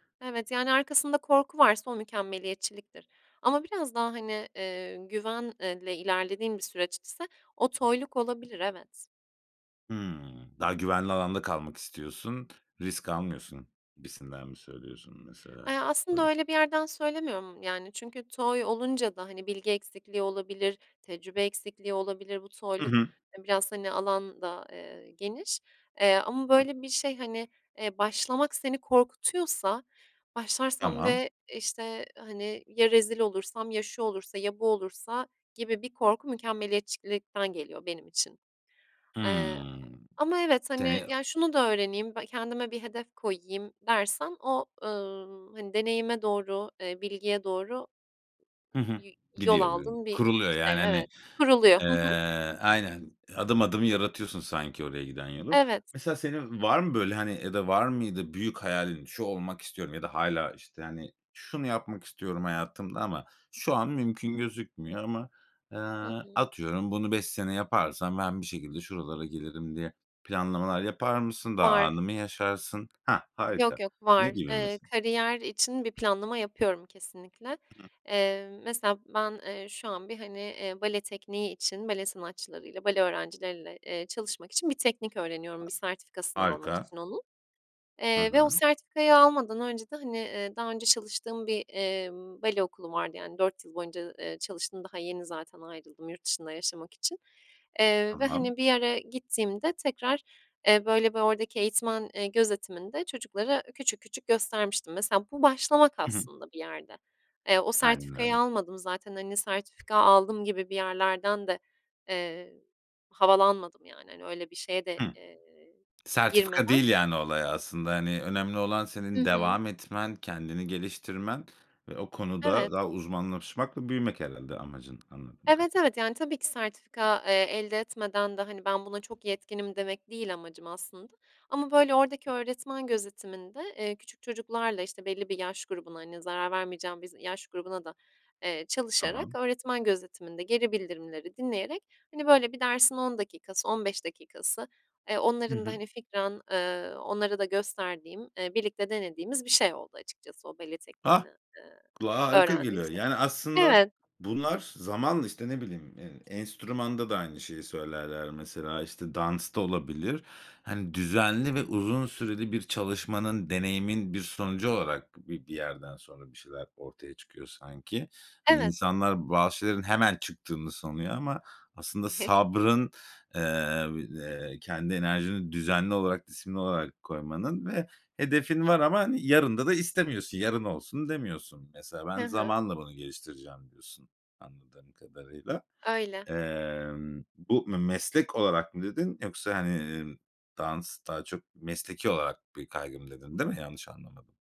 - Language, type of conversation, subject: Turkish, podcast, En doğru olanı beklemek seni durdurur mu?
- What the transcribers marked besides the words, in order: tapping; other background noise; unintelligible speech; unintelligible speech; chuckle